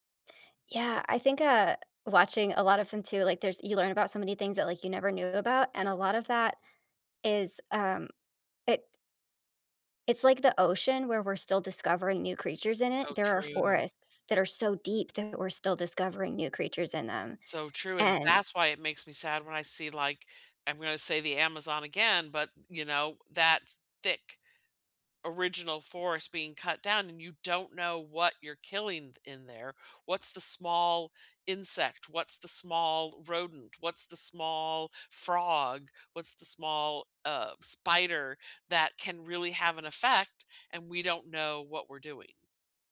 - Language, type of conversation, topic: English, unstructured, What emotions do you feel when you see a forest being cut down?
- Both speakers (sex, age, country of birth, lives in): female, 30-34, United States, United States; female, 60-64, United States, United States
- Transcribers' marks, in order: stressed: "that's"